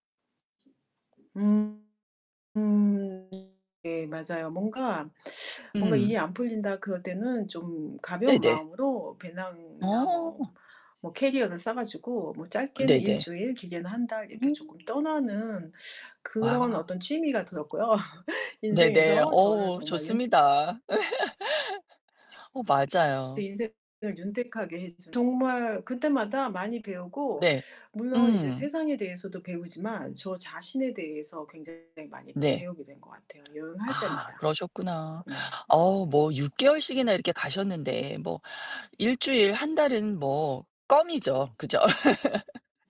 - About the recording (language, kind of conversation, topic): Korean, podcast, 인생의 전환점이 된 여행이 있었나요?
- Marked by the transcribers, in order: other background noise; distorted speech; laugh; tapping; background speech; laugh